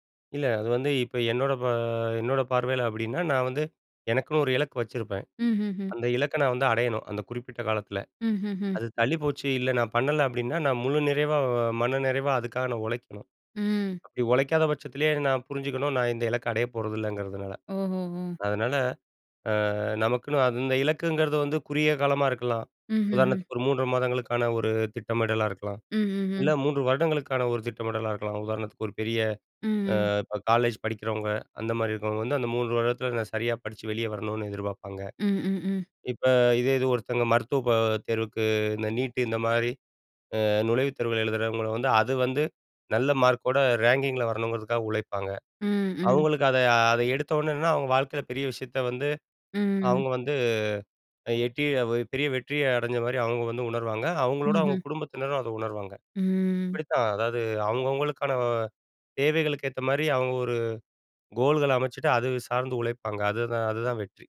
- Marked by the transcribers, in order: in English: "காலேஜ்"; in English: "நீட்"; in English: "மார்க்கோட ரேங்கிங்கில"
- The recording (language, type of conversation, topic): Tamil, podcast, நீங்கள் வெற்றியை எப்படி வரையறுக்கிறீர்கள்?